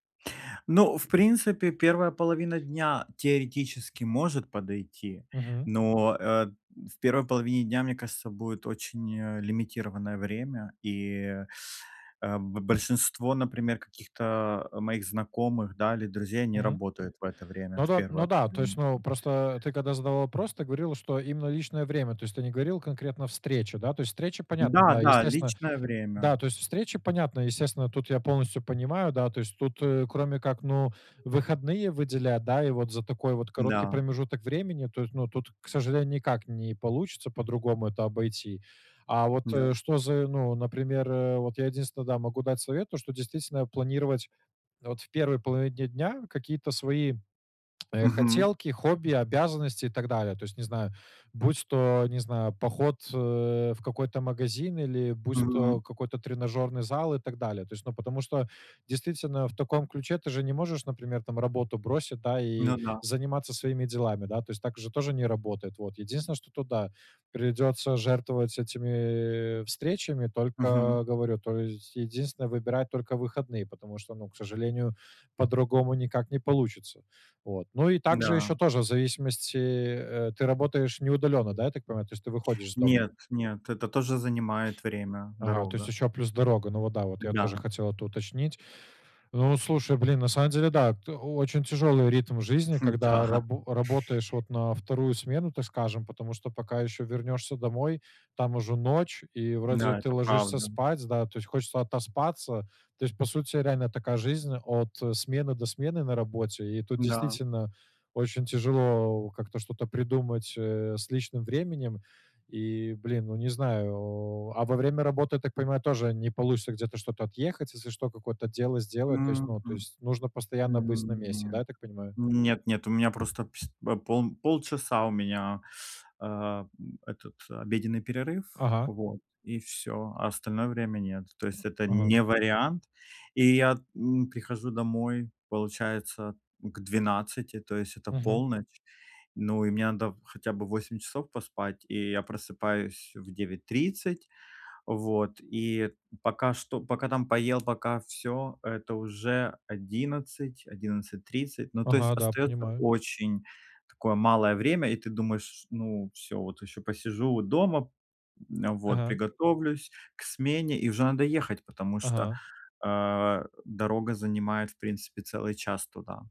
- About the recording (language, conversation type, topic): Russian, advice, Как лучше распределять работу и личное время в течение дня?
- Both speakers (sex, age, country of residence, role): male, 25-29, Poland, advisor; male, 35-39, Netherlands, user
- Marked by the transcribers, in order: other background noise; tapping; laughing while speaking: "та"